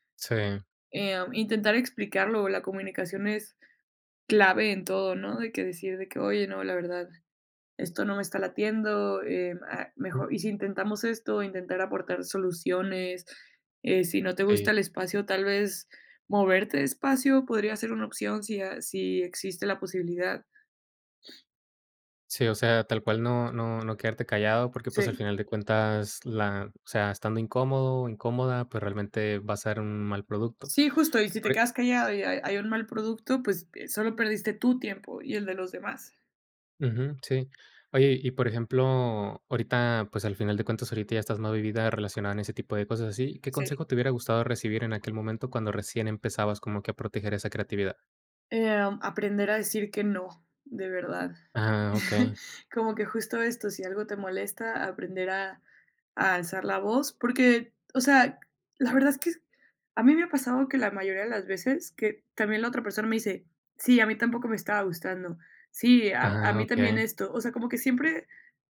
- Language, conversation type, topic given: Spanish, podcast, ¿Qué límites pones para proteger tu espacio creativo?
- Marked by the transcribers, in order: other background noise; chuckle